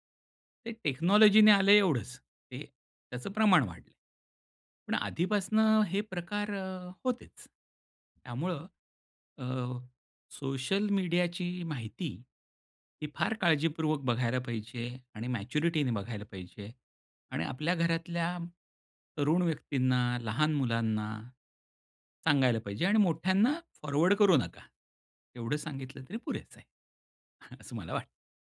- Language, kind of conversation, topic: Marathi, podcast, सोशल मीडियावरील माहिती तुम्ही कशी गाळून पाहता?
- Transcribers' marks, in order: in English: "टेक्नॉलॉजी"; tapping; chuckle